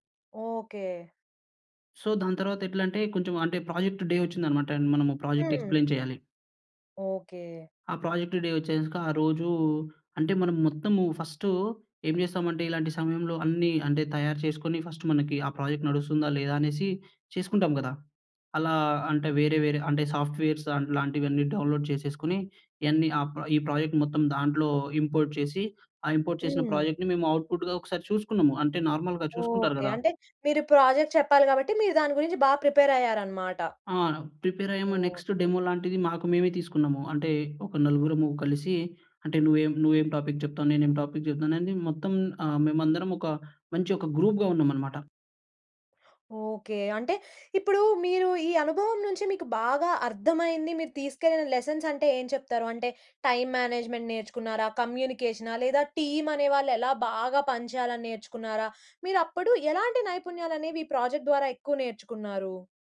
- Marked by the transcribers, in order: in English: "సో"; in English: "డే"; in English: "ఎక్స్‌ప్లైన్"; in English: "ప్రాజెక్ట్ డే"; in English: "ఫస్ట్"; in English: "ప్రాజెక్ట్"; in English: "సాఫ్ట్‌వేర్స్"; in English: "డౌన్‌లోడ్"; in English: "ప్రాజెక్ట్"; in English: "ఇంపోర్ట్"; in English: "ఇంపోర్ట్"; in English: "ప్రాజెక్ట్‌ని"; in English: "ఔట్‌పుట్‌గా"; in English: "నార్మల్‍గా"; in English: "ప్రాజెక్ట్"; in English: "ప్రిపేర్"; in English: "నెక్స్ట్ డెమో"; in English: "టాపిక్"; in English: "టాపిక్"; in English: "గ్రూప్‌గా"; in English: "లెసన్స్"; in English: "టైమ్ మేనేజ్మెంట్"; in English: "టీమ్"; in English: "ప్రాజెక్ట్"
- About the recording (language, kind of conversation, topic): Telugu, podcast, పాఠశాల లేదా కాలేజీలో మీరు బృందంగా చేసిన ప్రాజెక్టు అనుభవం మీకు ఎలా అనిపించింది?